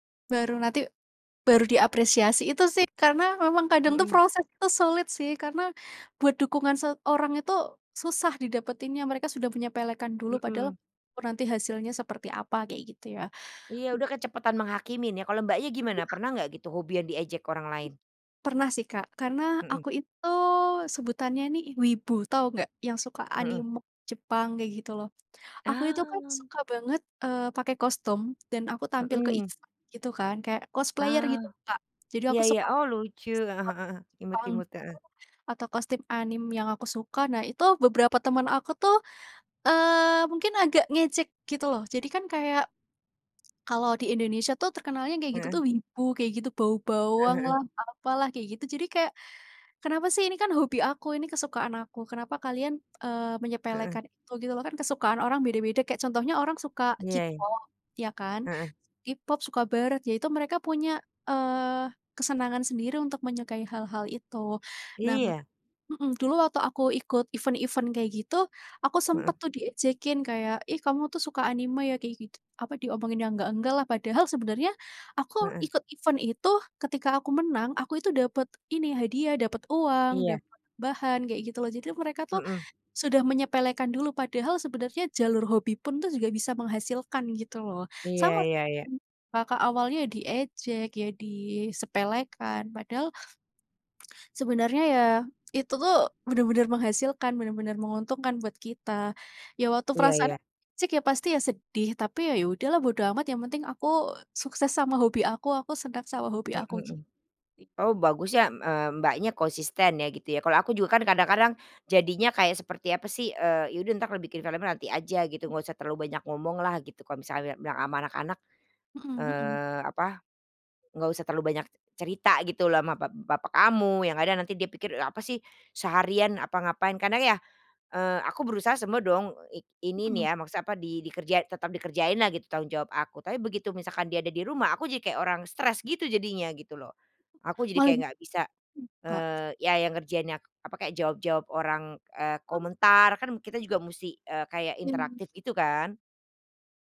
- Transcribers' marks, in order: music; other background noise; tapping; in English: "event"; in English: "cosplayer"; swallow; in English: "event-event"; in English: "event"; unintelligible speech; swallow; other noise
- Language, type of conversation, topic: Indonesian, unstructured, Bagaimana perasaanmu kalau ada yang mengejek hobimu?